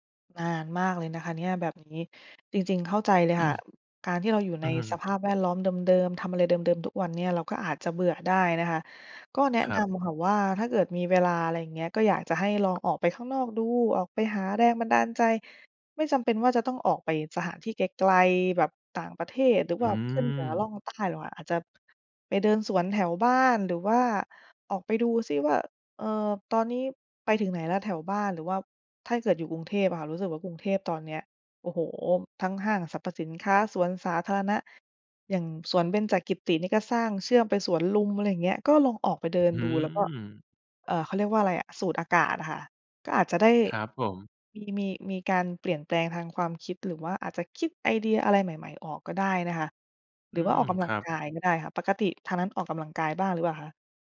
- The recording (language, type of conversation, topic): Thai, advice, ทำอย่างไรดีเมื่อหมดแรงจูงใจทำงานศิลปะที่เคยรัก?
- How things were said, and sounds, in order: throat clearing; wind; tapping